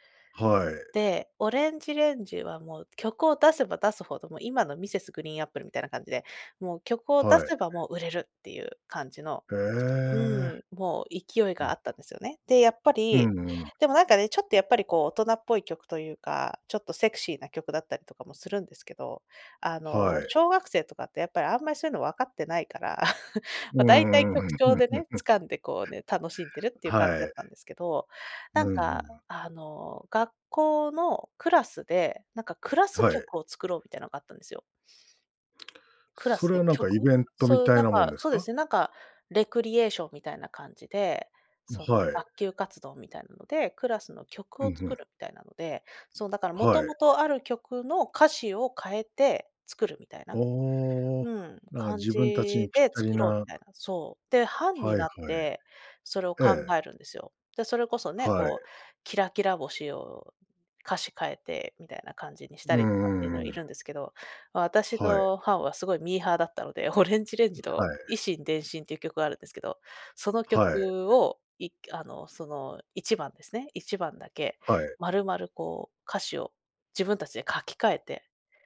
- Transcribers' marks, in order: chuckle; laugh
- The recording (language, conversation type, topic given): Japanese, podcast, 懐かしい曲を聴くとどんな気持ちになりますか？